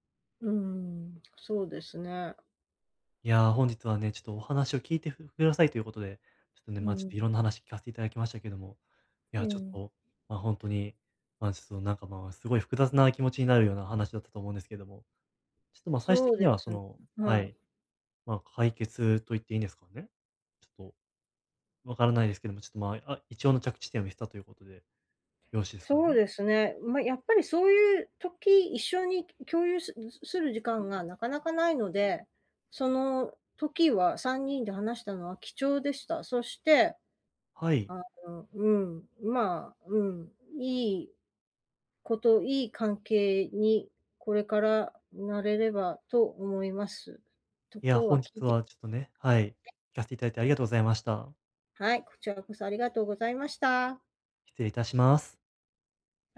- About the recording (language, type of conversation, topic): Japanese, advice, 建設的でない批判から自尊心を健全かつ効果的に守るにはどうすればよいですか？
- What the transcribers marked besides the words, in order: other background noise